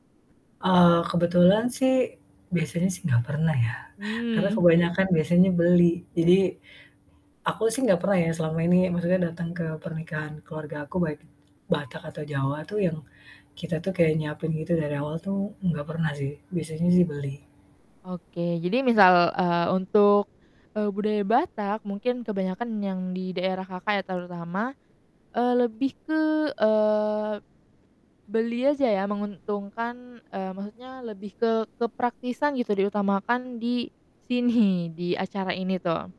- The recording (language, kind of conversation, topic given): Indonesian, podcast, Apa etika dasar yang perlu diperhatikan saat membawa makanan ke rumah orang lain?
- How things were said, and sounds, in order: mechanical hum; chuckle; other background noise; alarm; laughing while speaking: "sini?"